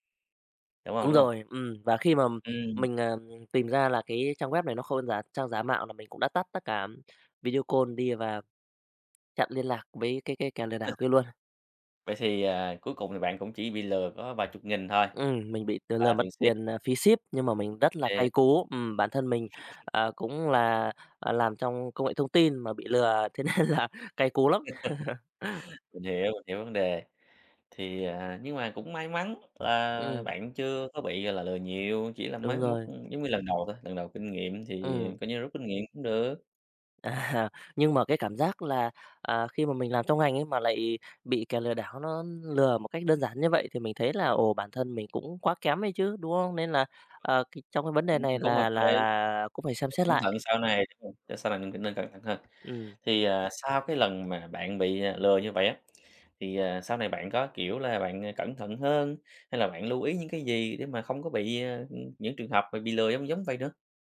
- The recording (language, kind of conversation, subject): Vietnamese, podcast, Bạn đã từng bị lừa đảo trên mạng chưa, bạn có thể kể lại câu chuyện của mình không?
- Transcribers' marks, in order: other background noise; tapping; in English: "call"; chuckle; chuckle; laughing while speaking: "nên"; chuckle; laughing while speaking: "À"